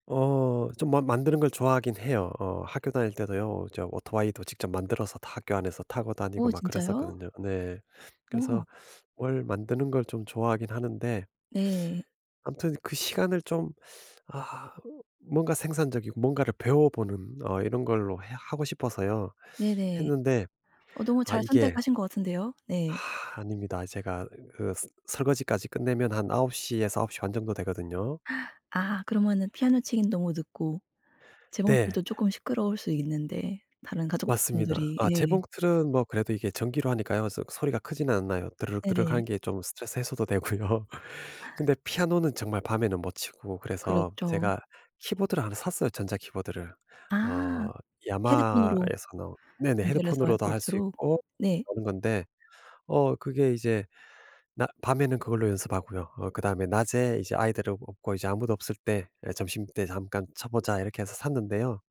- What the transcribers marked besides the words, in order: teeth sucking; sigh; gasp; other background noise; laughing while speaking: "되고요"
- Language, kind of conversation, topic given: Korean, advice, 휴식 시간에도 마음이 편히 가라앉지 않을 때 어떻게 하면 도움이 될까요?